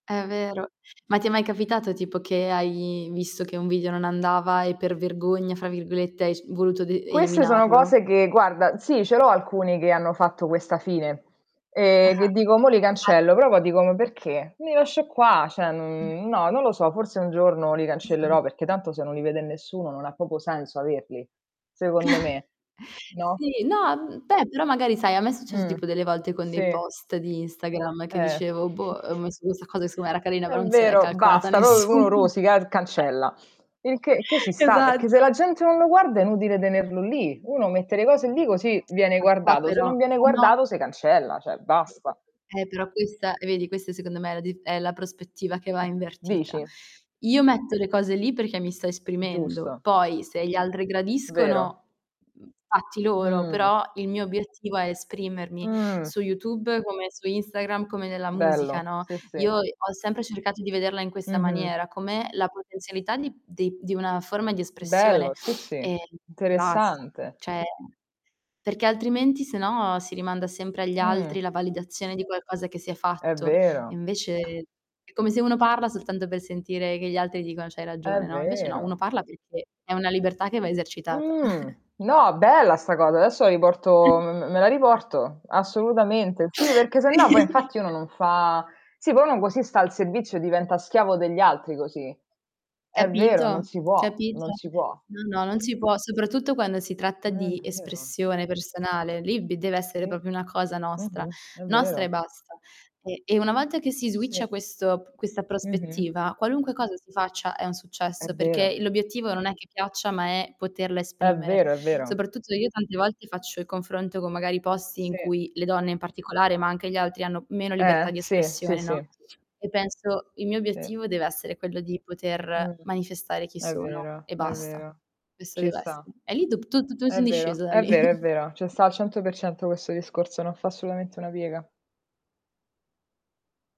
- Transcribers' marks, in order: unintelligible speech; "Cioè" said as "ceh"; unintelligible speech; distorted speech; "proprio" said as "popo"; chuckle; chuckle; other noise; laughing while speaking: "nessun"; chuckle; tapping; unintelligible speech; "cioè" said as "ceh"; other background noise; sniff; "Cioè" said as "ceh"; chuckle; laughing while speaking: "Sì"; chuckle; "proprio" said as "propio"; in English: "switcha"; chuckle; "assolutamente" said as "assolutaente"
- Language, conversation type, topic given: Italian, unstructured, Come possiamo affrontare le paure che ci bloccano dal perseguire i nostri sogni?
- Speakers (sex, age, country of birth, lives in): female, 25-29, Italy, Italy; female, 25-29, Italy, Italy